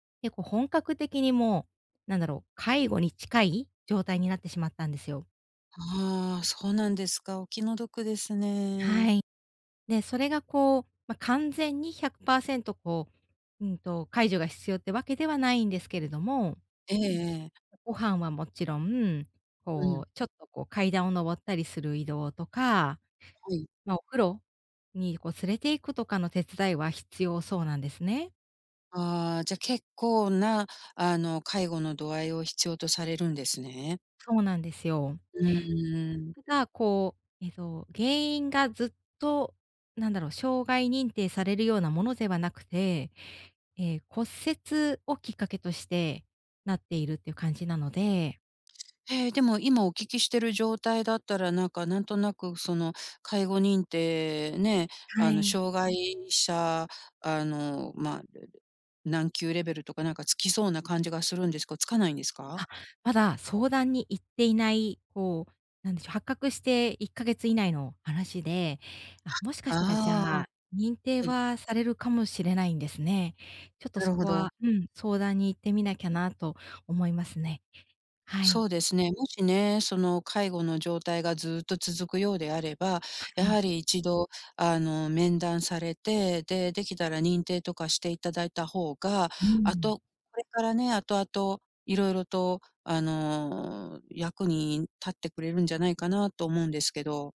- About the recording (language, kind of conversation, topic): Japanese, advice, 介護と仕事をどのように両立すればよいですか？
- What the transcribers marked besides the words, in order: other background noise; other noise